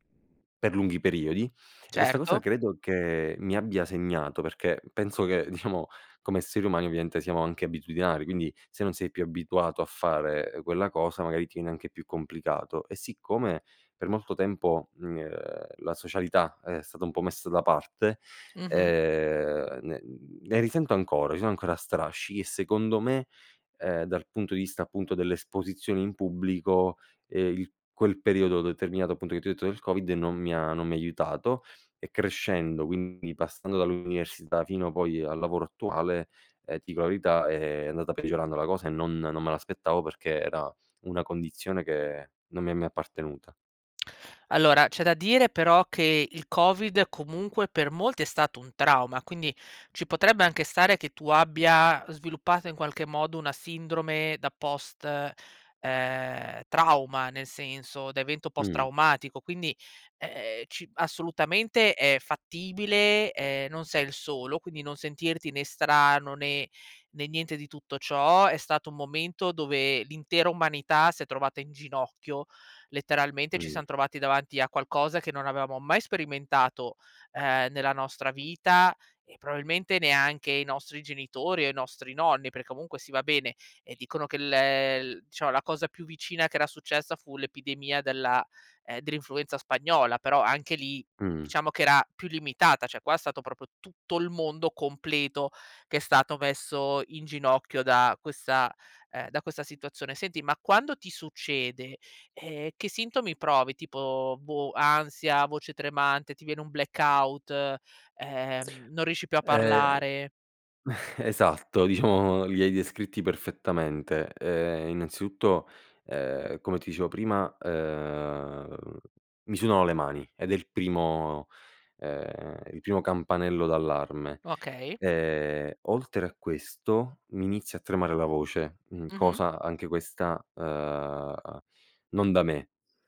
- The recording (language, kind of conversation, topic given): Italian, advice, Come posso superare la paura di parlare in pubblico o di esporre le mie idee in riunione?
- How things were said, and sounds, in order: laughing while speaking: "diciamo"; tongue click; "avevamo" said as "aveamo"; unintelligible speech; "diciamo" said as "ciamo"; "cioè" said as "ceh"; "proprio" said as "propio"; chuckle